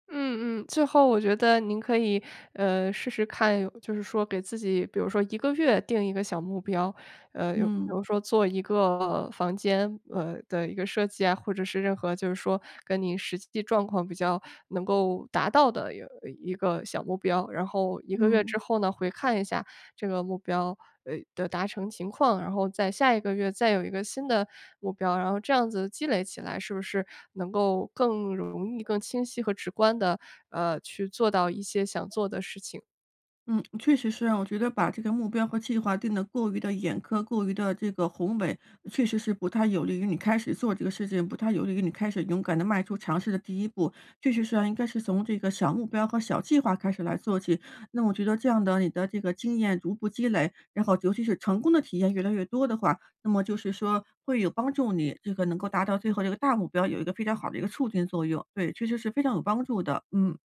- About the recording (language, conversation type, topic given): Chinese, advice, 如何在繁忙的工作中平衡工作与爱好？
- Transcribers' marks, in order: none